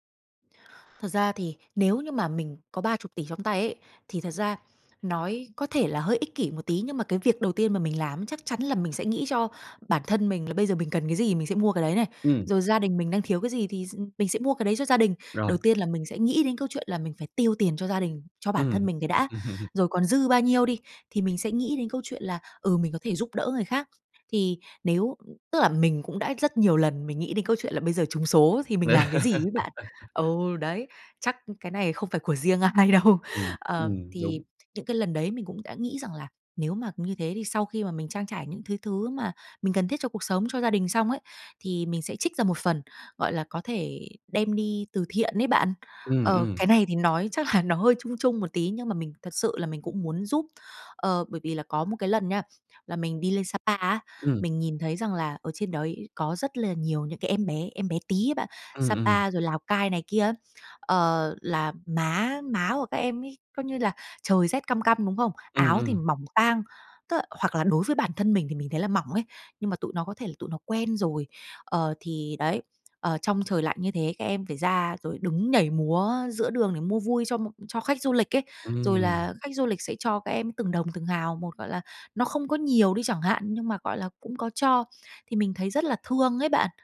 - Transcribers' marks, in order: tapping; other background noise; chuckle; other noise; laugh; laughing while speaking: "ai đâu"; chuckle; tsk; laughing while speaking: "là"
- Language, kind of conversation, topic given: Vietnamese, advice, Làm sao để bạn có thể cảm thấy mình đang đóng góp cho xã hội và giúp đỡ người khác?